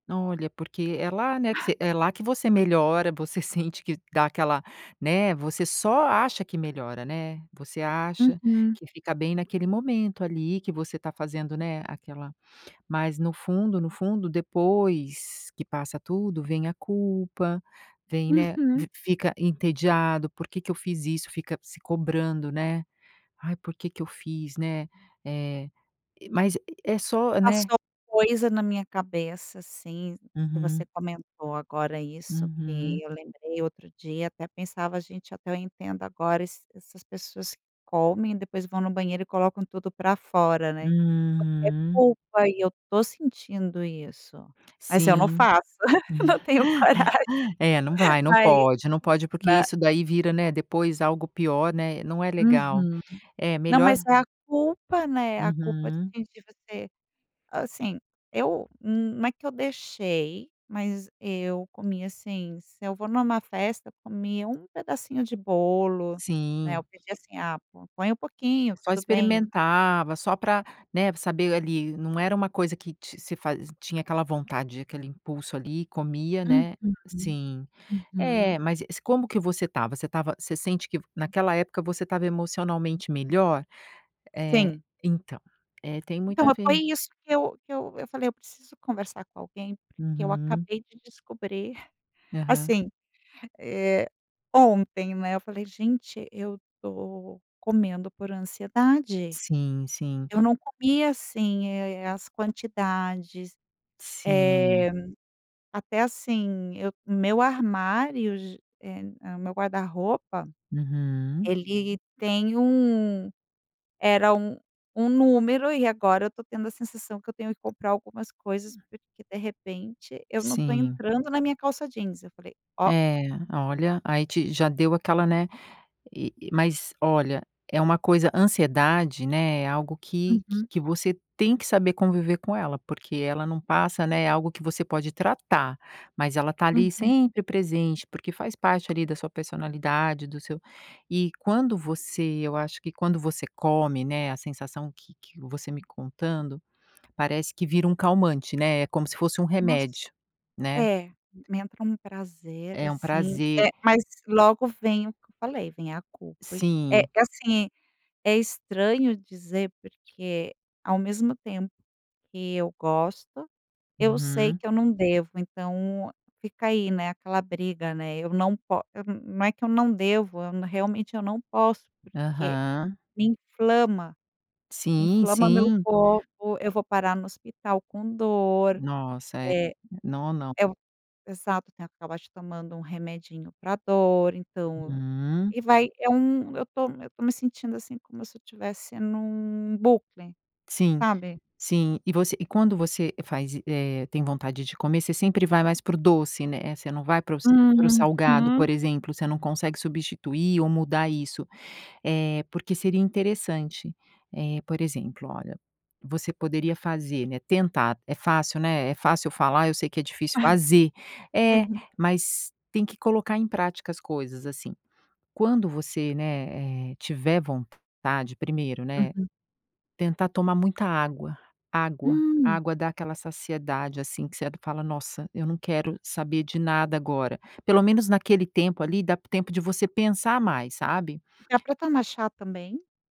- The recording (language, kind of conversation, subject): Portuguese, advice, Como e em que momentos você costuma comer por ansiedade ou por tédio?
- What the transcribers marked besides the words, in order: inhale; giggle; laughing while speaking: "coragem"; chuckle; tapping; other background noise